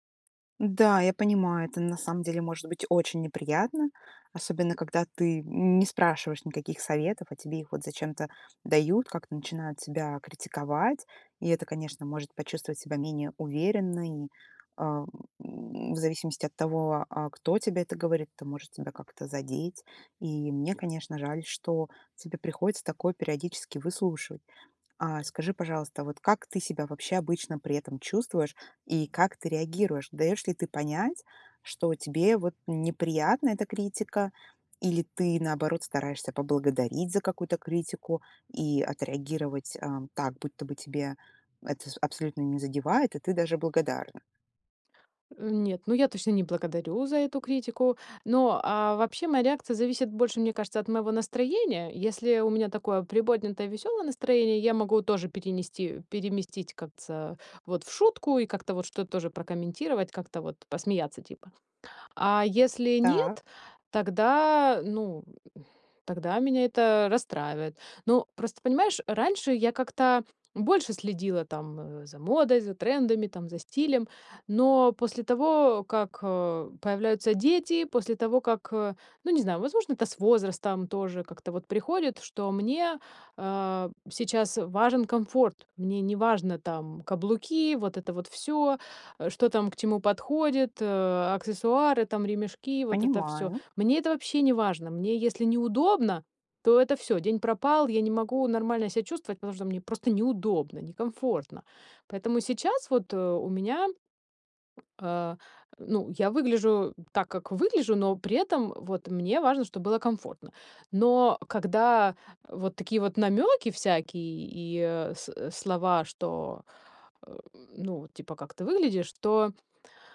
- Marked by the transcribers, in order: exhale; tapping
- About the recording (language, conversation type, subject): Russian, advice, Как реагировать на критику вашей внешности или стиля со стороны родственников и знакомых?